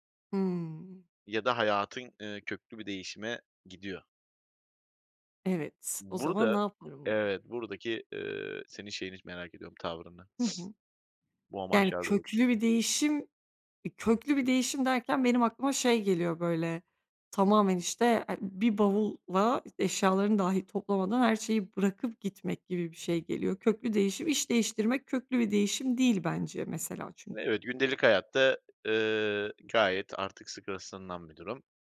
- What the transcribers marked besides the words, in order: other background noise; tapping
- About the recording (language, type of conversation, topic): Turkish, podcast, Hayatta bir amaç duygusu hissetmediğinde ne yaparsın?